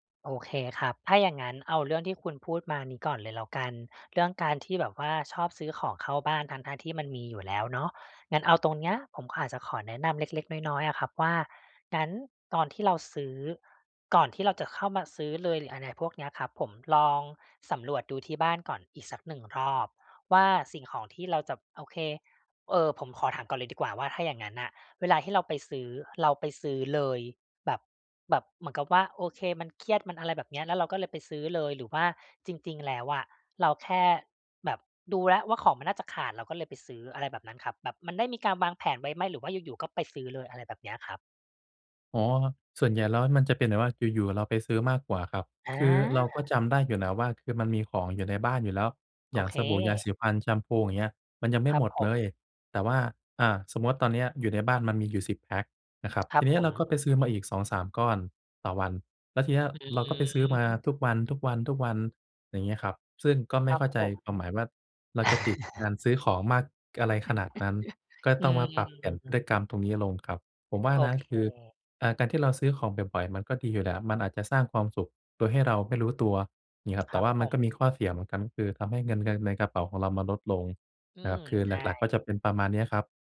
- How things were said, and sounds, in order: chuckle
- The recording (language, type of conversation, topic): Thai, advice, จะเริ่มเปลี่ยนพฤติกรรมการใช้เงินให้ยั่งยืนได้อย่างไร?